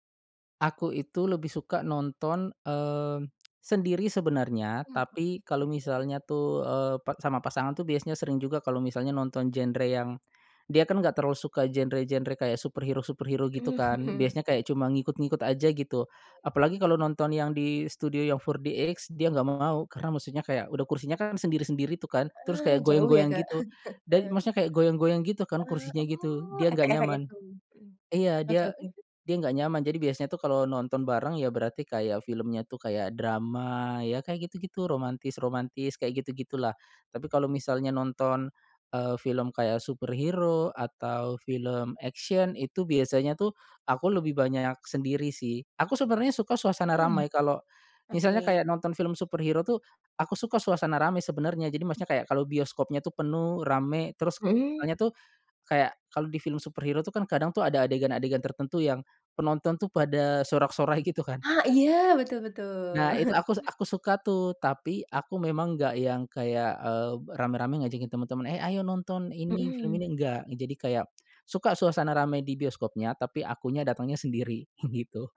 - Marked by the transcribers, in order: in English: "superhero-superhero"; laughing while speaking: "Mhm"; laugh; other background noise; in English: "superhero"; in English: "action"; in English: "superhero"; laughing while speaking: "sorak-sorai gitu kan"; chuckle; chuckle
- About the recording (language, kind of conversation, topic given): Indonesian, podcast, Kamu lebih suka menonton di bioskop atau lewat layanan siaran daring di rumah, dan kenapa?